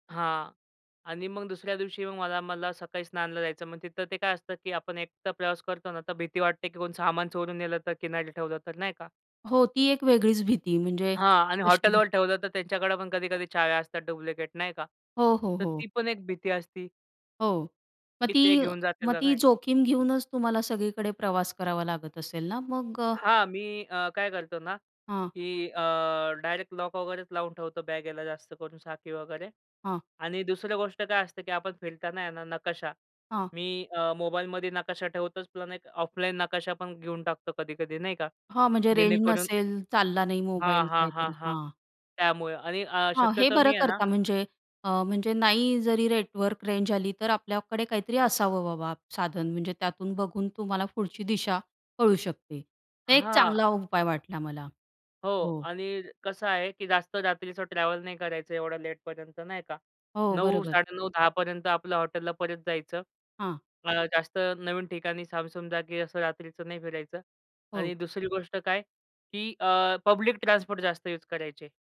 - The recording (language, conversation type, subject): Marathi, podcast, एकट्याने प्रवास करताना भीतीचा सामना तुम्ही कसा केला?
- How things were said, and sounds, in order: other background noise